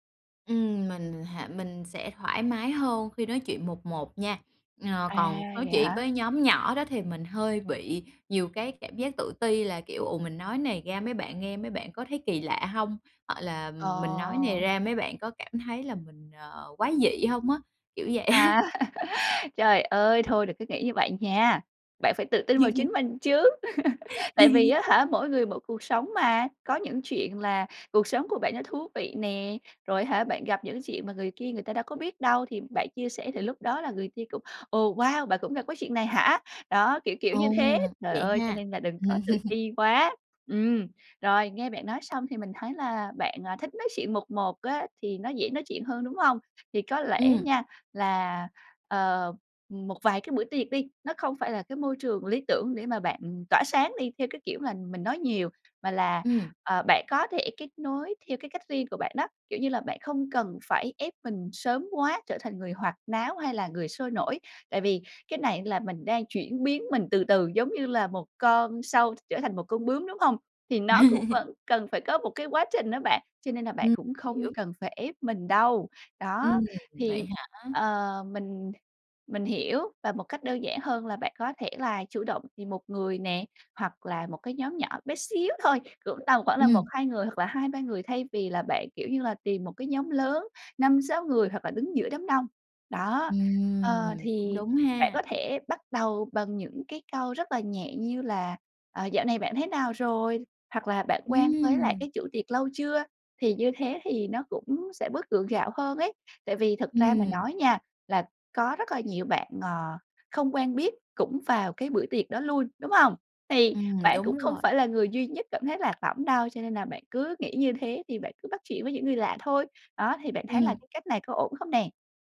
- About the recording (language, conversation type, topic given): Vietnamese, advice, Làm sao để tôi không cảm thấy lạc lõng trong buổi tiệc với bạn bè?
- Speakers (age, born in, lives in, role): 25-29, Vietnam, Malaysia, advisor; 30-34, Vietnam, Vietnam, user
- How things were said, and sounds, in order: laughing while speaking: "vậy á"; chuckle; chuckle; chuckle; tapping; chuckle; "luôn" said as "lun"